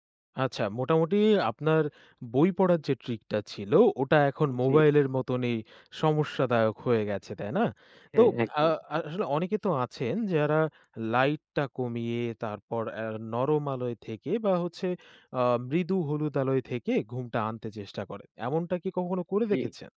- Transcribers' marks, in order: none
- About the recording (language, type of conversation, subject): Bengali, podcast, রাতে ফোন না দেখে ঘুমাতে যাওয়ার জন্য তুমি কী কৌশল ব্যবহার করো?